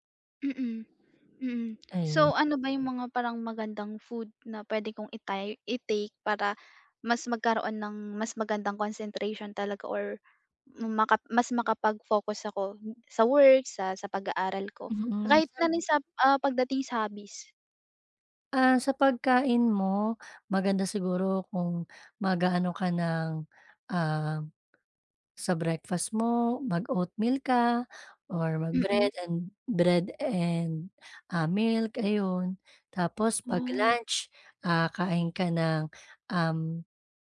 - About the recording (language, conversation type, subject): Filipino, advice, Paano ko mapapanatili ang konsentrasyon ko habang gumagawa ng mahahabang gawain?
- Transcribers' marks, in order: wind; tapping